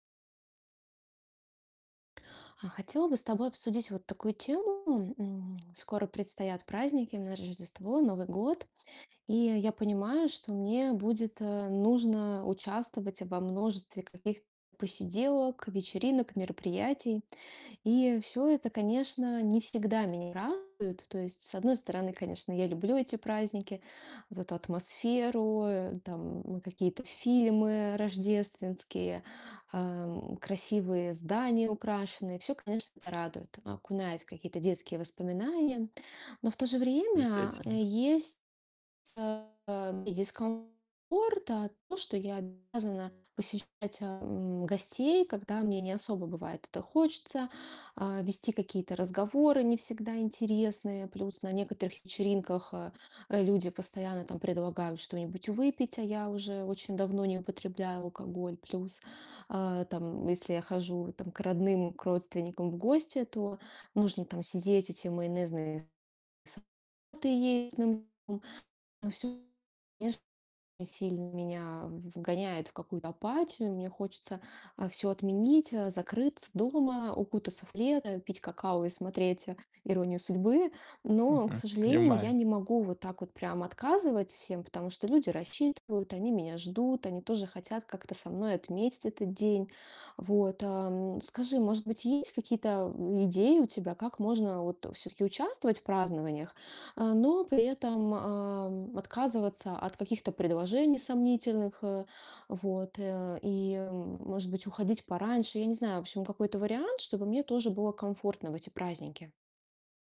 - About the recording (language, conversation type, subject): Russian, advice, Как участвовать в праздниках, не чувствуя принуждения и вины?
- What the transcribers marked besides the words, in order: distorted speech; tapping